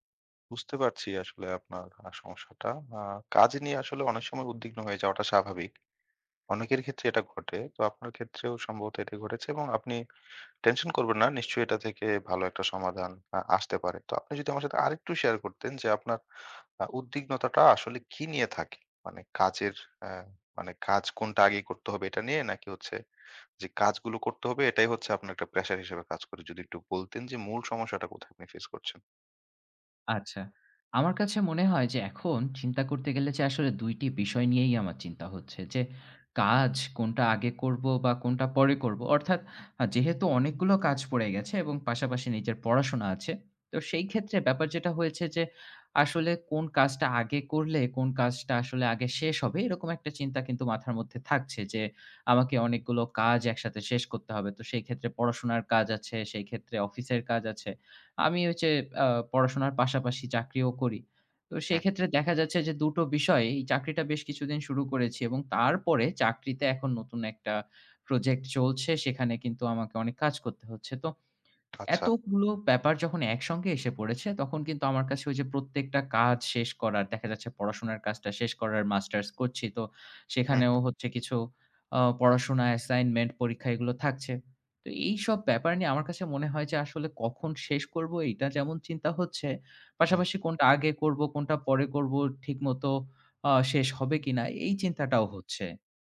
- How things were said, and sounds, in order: other background noise; tapping
- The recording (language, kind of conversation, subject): Bengali, advice, কাজের চাপ অনেক বেড়ে যাওয়ায় আপনার কি বারবার উদ্বিগ্ন লাগছে?